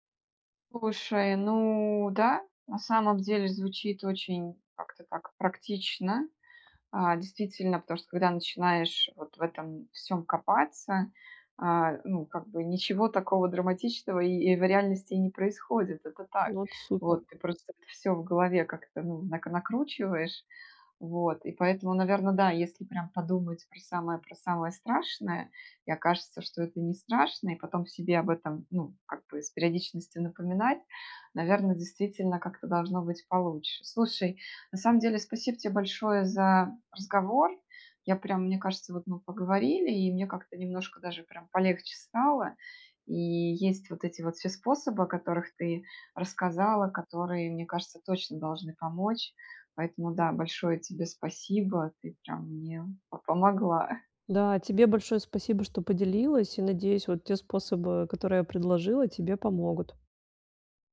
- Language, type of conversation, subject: Russian, advice, Как перестать бороться с тревогой и принять её как часть себя?
- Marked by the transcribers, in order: none